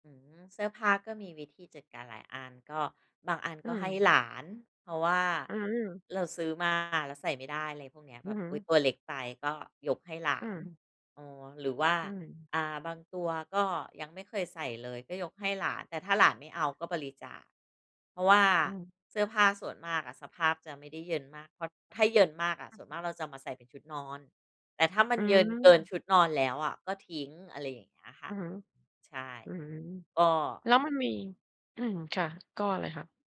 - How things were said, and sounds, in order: none
- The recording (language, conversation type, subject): Thai, podcast, คุณเริ่มจัดบ้านยังไงเมื่อเริ่มรู้สึกว่าบ้านรก?